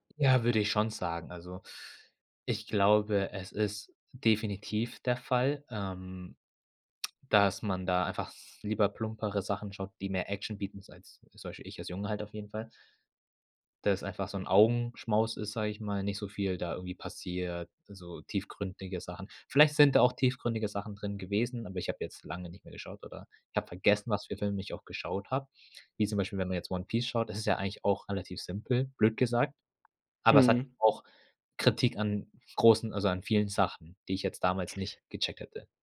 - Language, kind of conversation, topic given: German, podcast, Welche Filme schaust du dir heute noch aus nostalgischen Gründen an?
- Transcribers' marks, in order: other background noise